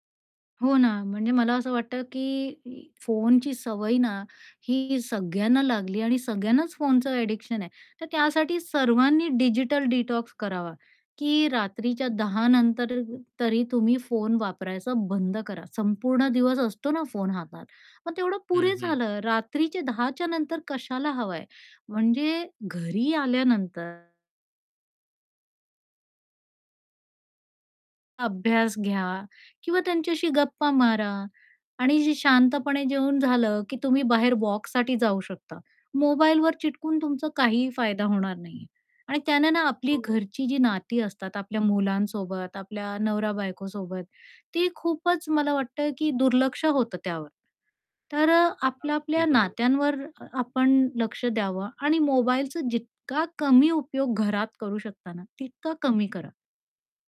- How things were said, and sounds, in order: static; in English: "ॲडिक्शन"; in English: "डिजिटल डिटॉक्स"; other background noise
- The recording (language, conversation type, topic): Marathi, podcast, रात्री फोन वापरण्याची तुमची पद्धत काय आहे?